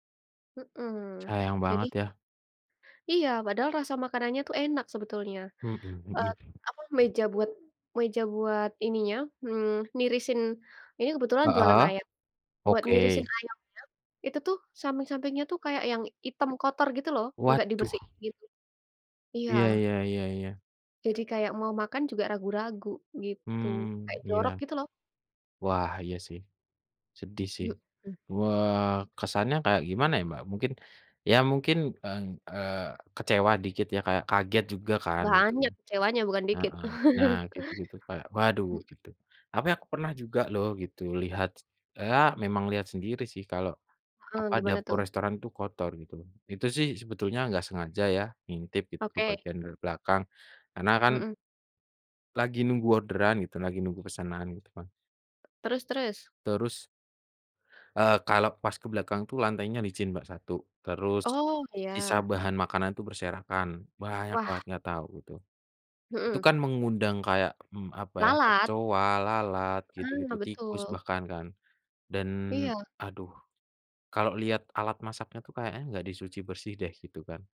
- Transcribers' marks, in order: other background noise; chuckle
- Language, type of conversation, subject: Indonesian, unstructured, Kenapa banyak restoran kurang memperhatikan kebersihan dapurnya, menurutmu?